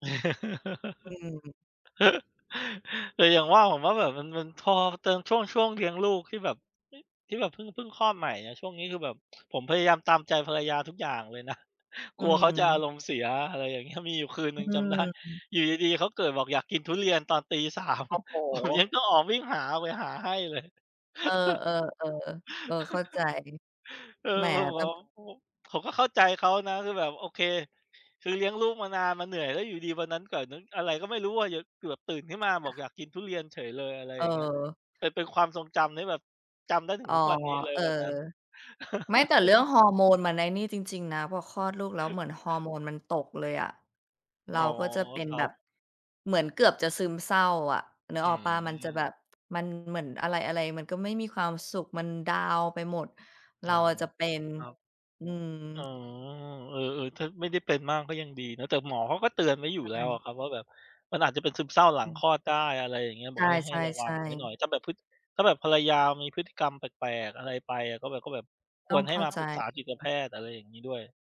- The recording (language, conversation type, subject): Thai, unstructured, คุณคิดว่าอะไรทำให้ความรักยืนยาว?
- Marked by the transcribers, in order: chuckle; laughing while speaking: "ตอน ตีสาม ผมยังต้องออกวิ่งหาไปหาให้เลย"; chuckle; unintelligible speech; unintelligible speech; chuckle; chuckle; other background noise